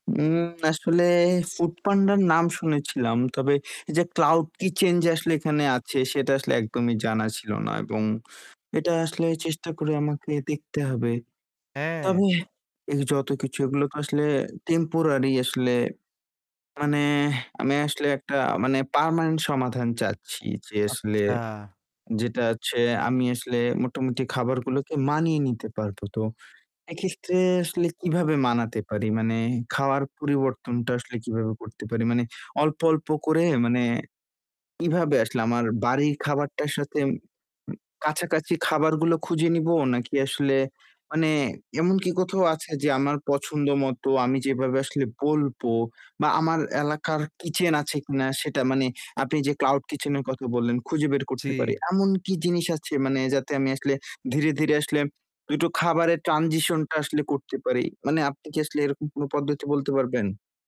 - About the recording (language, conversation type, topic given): Bengali, advice, খাবারের পরিবর্তনে মানিয়ে নিতে আপনার কী কী কষ্ট হয় এবং অভ্যাস বদলাতে কেন অস্বস্তি লাগে?
- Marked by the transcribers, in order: static; in English: "টেম্পোরারি"; tapping; other background noise; in English: "ট্রানজিশন"